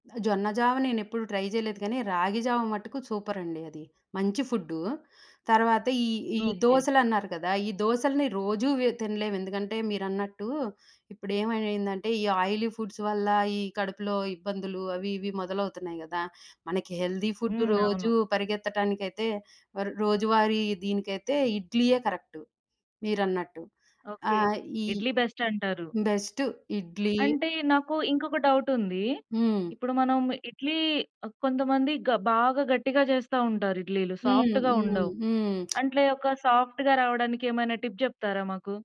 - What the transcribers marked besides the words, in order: in English: "ట్రై"; in English: "ఆయిలీ ఫుడ్స్"; in English: "హెల్తీ ఫుడ్"; in English: "సాఫ్ట్‌గా"; in English: "సాఫ్ట్‌గా"; tapping; in English: "టిప్"
- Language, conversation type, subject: Telugu, podcast, మీ ఇంటి అల్పాహార సంప్రదాయాలు ఎలా ఉంటాయి?